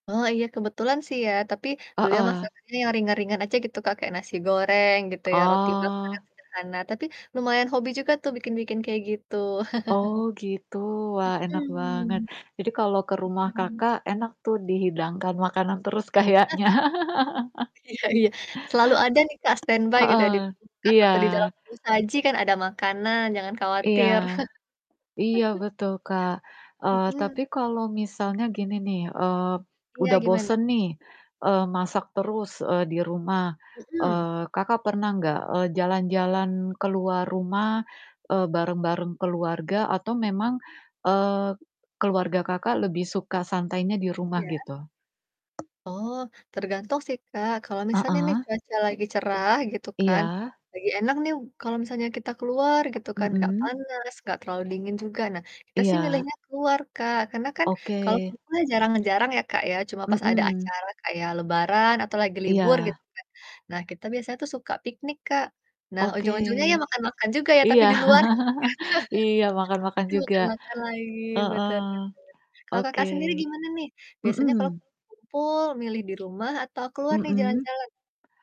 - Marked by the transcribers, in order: distorted speech; static; chuckle; chuckle; laughing while speaking: "kayaknya"; chuckle; laughing while speaking: "Iya iya"; in English: "stand by"; other background noise; chuckle; tapping; background speech; laughing while speaking: "Iya"; laugh; chuckle; unintelligible speech
- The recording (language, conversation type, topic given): Indonesian, unstructured, Bagaimana kamu biasanya menghabiskan waktu bersama keluarga?